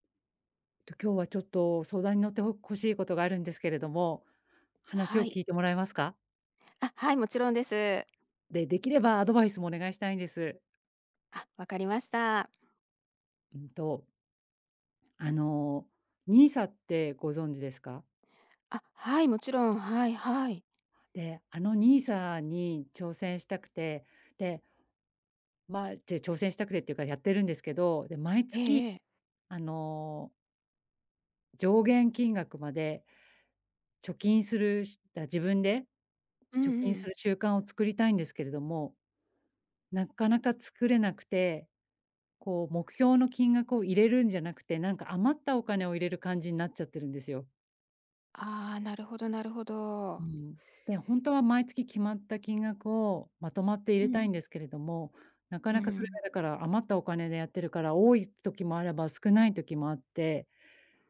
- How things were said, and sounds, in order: none
- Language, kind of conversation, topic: Japanese, advice, 毎月決まった額を貯金する習慣を作れないのですが、どうすれば続けられますか？